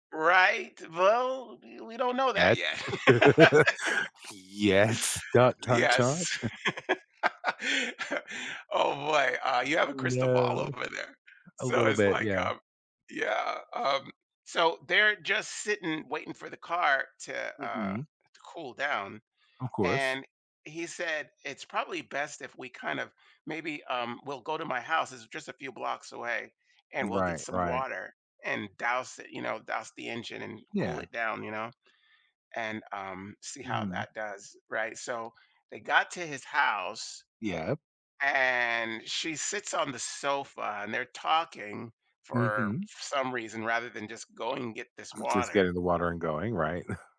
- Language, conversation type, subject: English, advice, How can I calm wedding day nerves while staying excited?
- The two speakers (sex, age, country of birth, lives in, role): male, 50-54, United States, United States, advisor; male, 55-59, United States, United States, user
- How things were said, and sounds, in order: laugh; chuckle; other background noise; tapping; chuckle